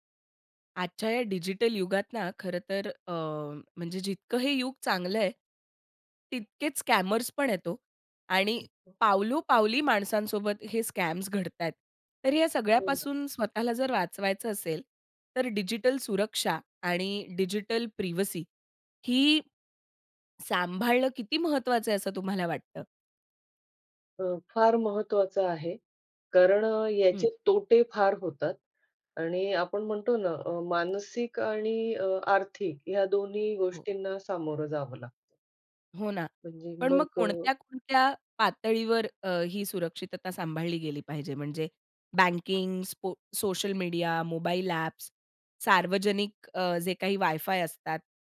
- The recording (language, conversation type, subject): Marathi, podcast, डिजिटल सुरक्षा आणि गोपनीयतेबद्दल तुम्ही किती जागरूक आहात?
- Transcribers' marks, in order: in English: "स्कॅमर्स"; other noise; in English: "स्कॅम्स"; in English: "डिजिटल प्रीव्हसी"